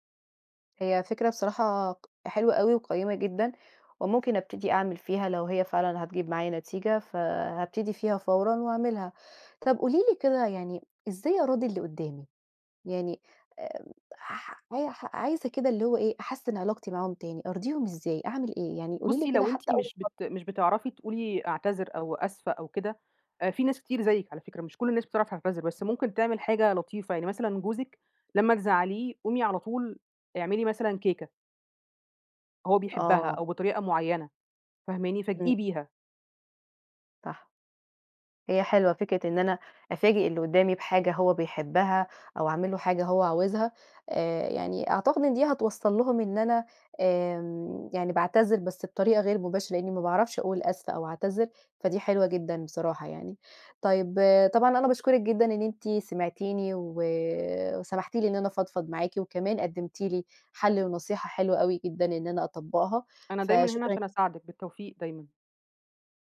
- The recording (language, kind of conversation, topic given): Arabic, advice, ازاي نوبات الغضب اللي بتطلع مني من غير تفكير بتبوّظ علاقتي بالناس؟
- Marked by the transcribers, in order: tapping